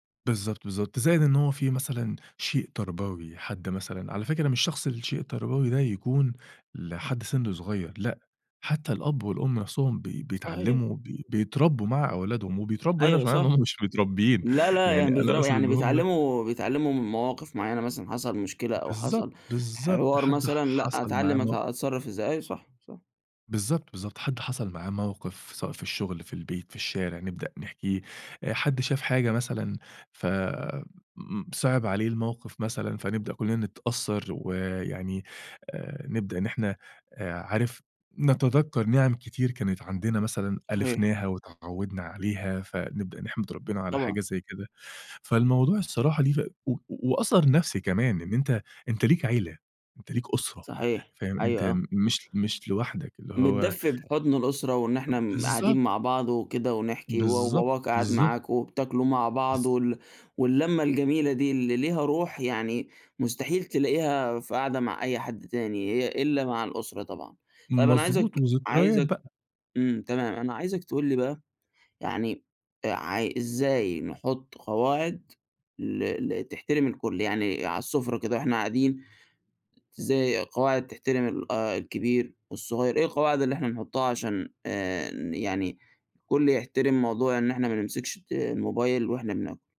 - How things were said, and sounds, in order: other background noise
- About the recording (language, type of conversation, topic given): Arabic, podcast, إيه رأيك في قواعد استخدام الموبايل على السفرة وفي العزايم؟